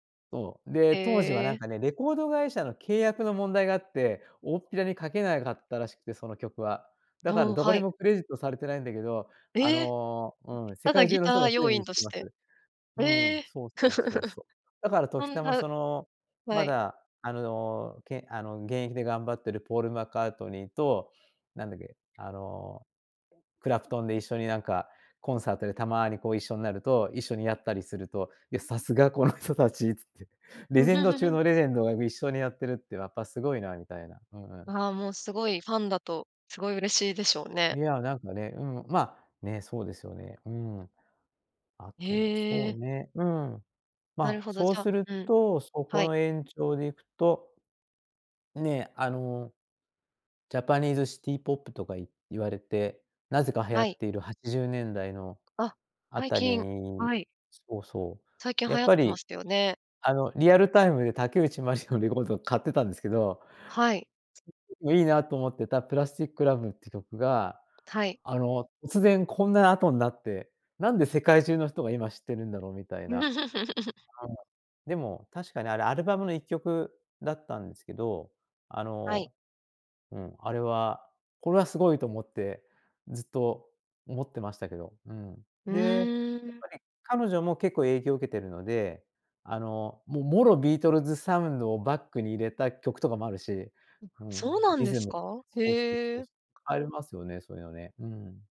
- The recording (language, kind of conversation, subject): Japanese, podcast, 一番影響を受けたアーティストはどなたですか？
- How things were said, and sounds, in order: laugh; laughing while speaking: "この人たちつって"; laugh; laugh